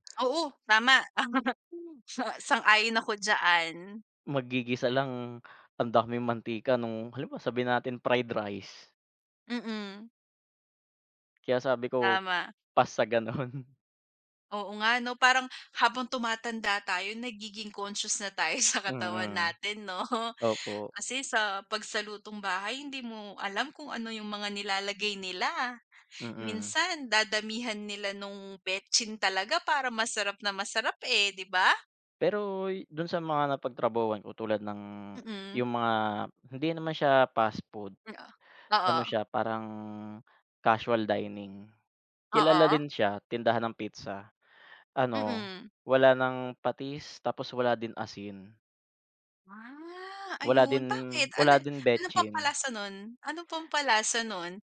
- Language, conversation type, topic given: Filipino, unstructured, Ano ang palagay mo tungkol sa pagkain sa labas kumpara sa lutong bahay?
- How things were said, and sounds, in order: laugh; other background noise; laughing while speaking: "gano'n"; laughing while speaking: "sa katawan natin 'no"